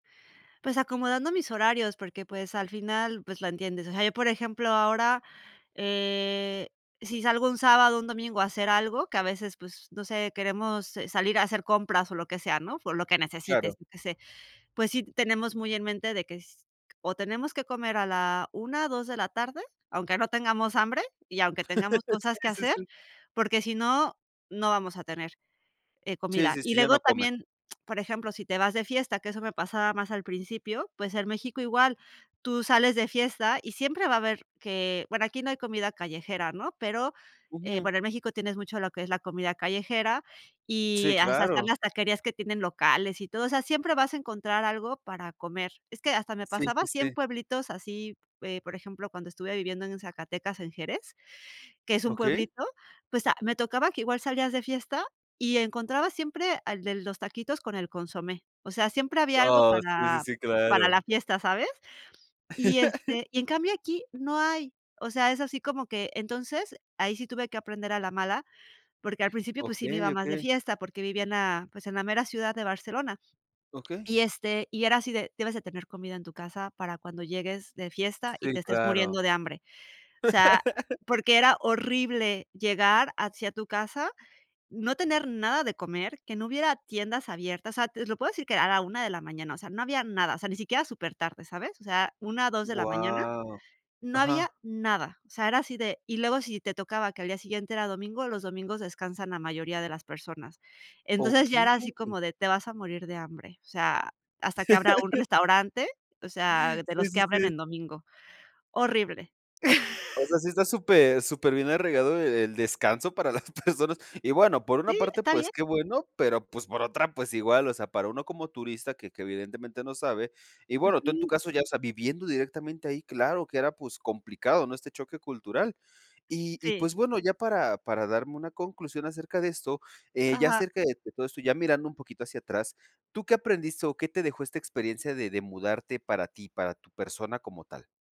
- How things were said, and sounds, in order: laugh; laugh; laugh; other background noise; laugh; chuckle; laughing while speaking: "las personas"
- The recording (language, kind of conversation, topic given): Spanish, podcast, ¿Qué aprendiste al mudarte a otra ciudad?